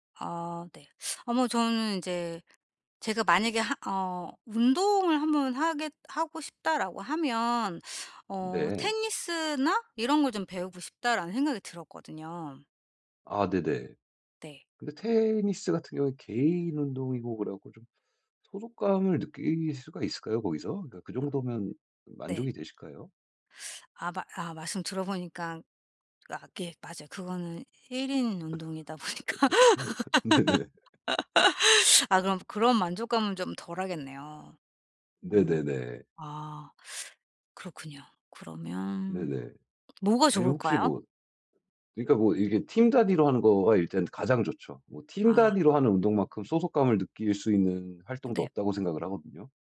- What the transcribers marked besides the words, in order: teeth sucking; laugh; laughing while speaking: "네네"; laughing while speaking: "보니까"; laugh; tapping; laugh; other background noise
- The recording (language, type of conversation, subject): Korean, advice, 소속감을 잃지 않으면서도 제 개성을 어떻게 지킬 수 있을까요?